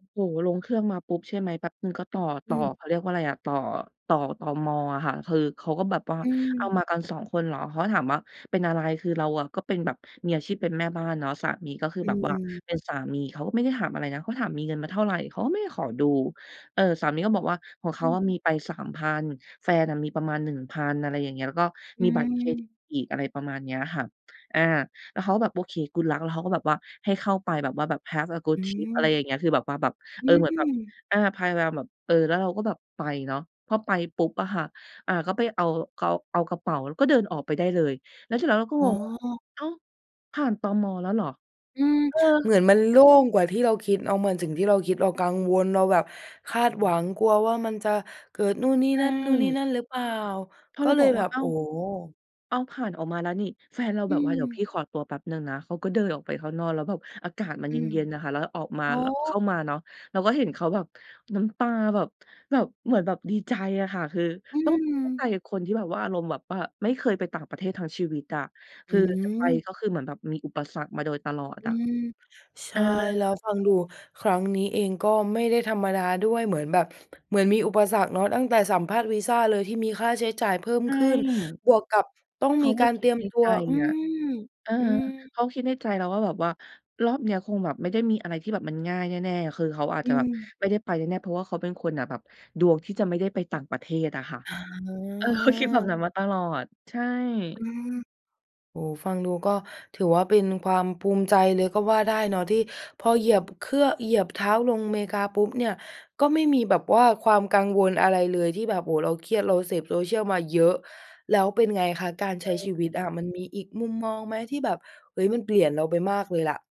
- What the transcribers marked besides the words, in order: in English: "Good luck"; in English: "Have a good trip"
- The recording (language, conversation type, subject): Thai, podcast, การเดินทางครั้งไหนที่ทำให้คุณมองโลกเปลี่ยนไปบ้าง?